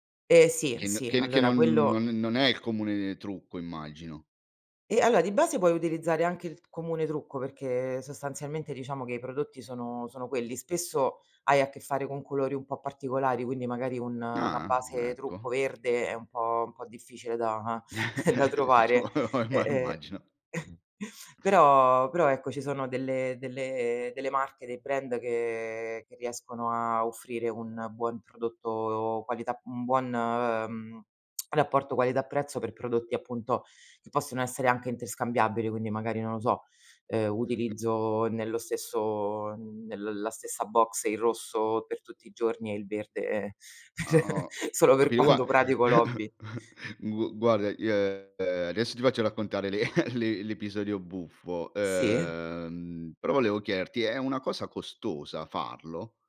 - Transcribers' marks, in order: tapping; other background noise; chuckle; laughing while speaking: "Diciamo"; chuckle; tongue click; other noise; in English: "box"; chuckle; laughing while speaking: "solo per quando pratico l'hobby"; chuckle; laughing while speaking: "l'e"; drawn out: "uhm"
- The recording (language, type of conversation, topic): Italian, podcast, Hai una storia buffa legata a un tuo hobby?